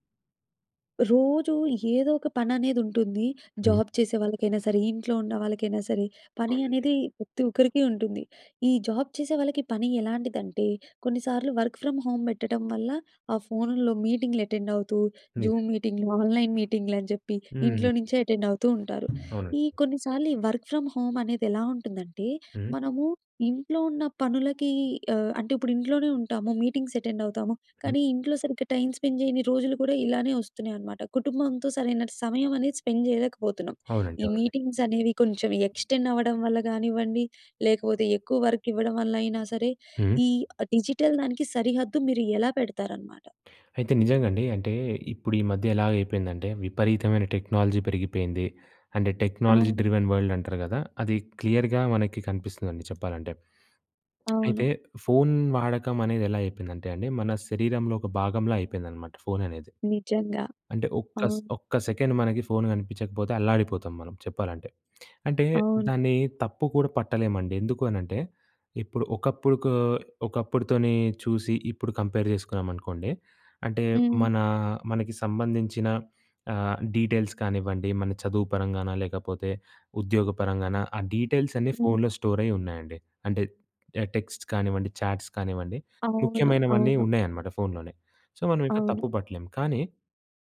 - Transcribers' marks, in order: in English: "జాబ్"; in English: "జాబ్"; in English: "వర్క్ ఫ్రమ్ హోమ్"; in English: "జూమ్"; in English: "ఆన్‍లైన్"; tapping; other background noise; in English: "వర్క్ ఫ్రమ్"; in English: "టైమ్ స్పెండ్"; in English: "స్పెండ్"; in English: "వర్క్"; in English: "డిజిటల్"; in English: "టెక్నాలజీ"; in English: "టెక్నాలజీ డ్రివెన్"; in English: "క్లియర్‌గా"; in English: "సెకెండ్"; lip smack; in English: "కంపేర్"; in English: "డీటెయిల్స్"; in English: "టెక్స్ట్"; in English: "చాట్స్"; in English: "సో"
- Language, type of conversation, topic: Telugu, podcast, పని, వ్యక్తిగత జీవితాల కోసం ఫోన్‑ఇతర పరికరాల వినియోగానికి మీరు ఏ విధంగా హద్దులు పెట్టుకుంటారు?